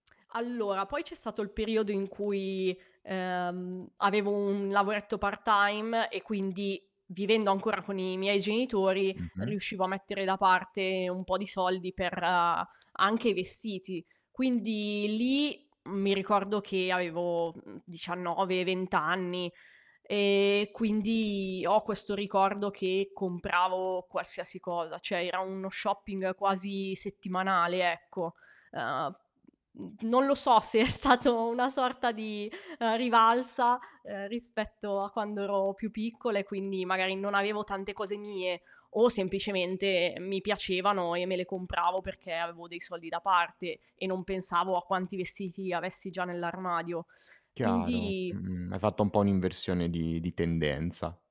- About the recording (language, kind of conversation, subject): Italian, podcast, In che modo i vestiti hanno segnato i passaggi tra le diverse fasi della tua vita?
- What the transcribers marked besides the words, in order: lip smack; distorted speech; tapping; laughing while speaking: "se è stato"